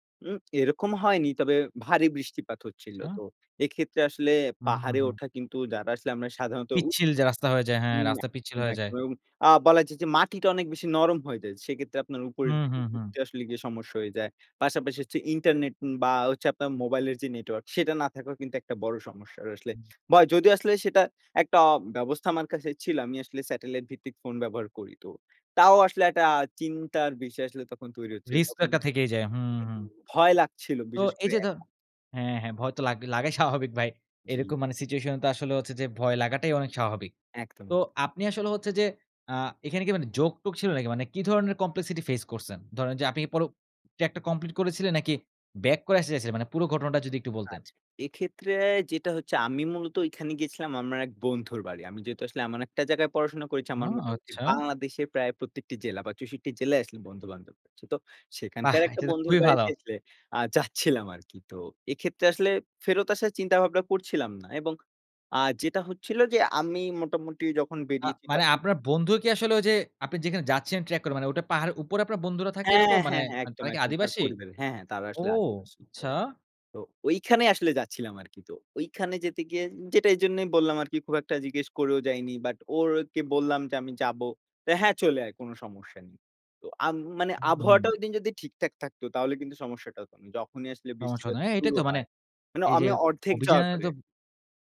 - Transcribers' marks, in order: tapping; laughing while speaking: "স্বাভাবিক ভাই"; in English: "সিচুয়েশন"; in English: "কমপ্লেক্সিটি ফেস"; in English: "কমপ্লিট"
- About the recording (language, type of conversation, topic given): Bengali, podcast, তোমার জীবনের সবচেয়ে স্মরণীয় সাহসিক অভিযানের গল্প কী?